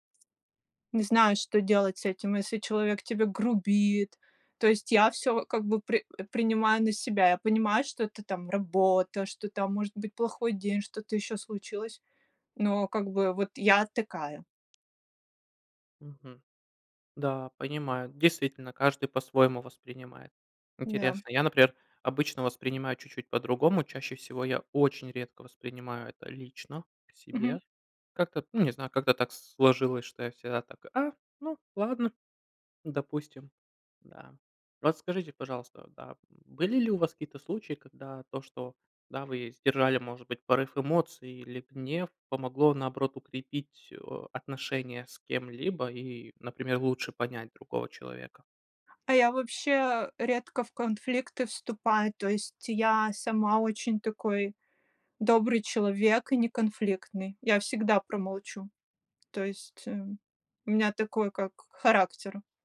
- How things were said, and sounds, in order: tapping; other background noise
- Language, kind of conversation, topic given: Russian, unstructured, Что важнее — победить в споре или сохранить дружбу?